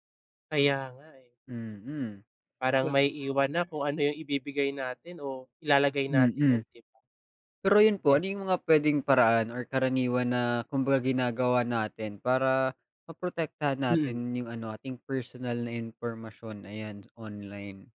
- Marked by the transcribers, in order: none
- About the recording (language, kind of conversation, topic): Filipino, unstructured, Paano mo pinangangalagaan ang iyong pribasiya sa internet?